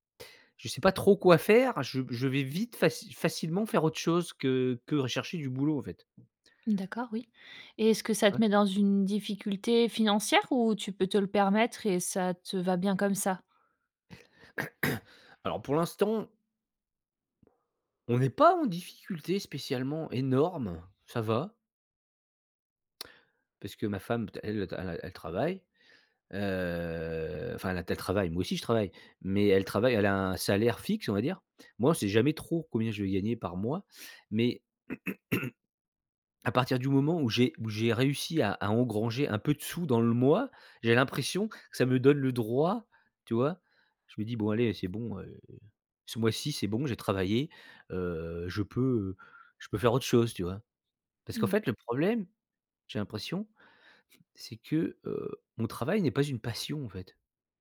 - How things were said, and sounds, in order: tapping; throat clearing; stressed: "énorme"; drawn out: "heu"; throat clearing
- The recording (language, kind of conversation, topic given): French, advice, Pourquoi est-ce que je me sens coupable de prendre du temps pour moi ?
- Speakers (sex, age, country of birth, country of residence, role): female, 30-34, France, France, advisor; male, 45-49, France, France, user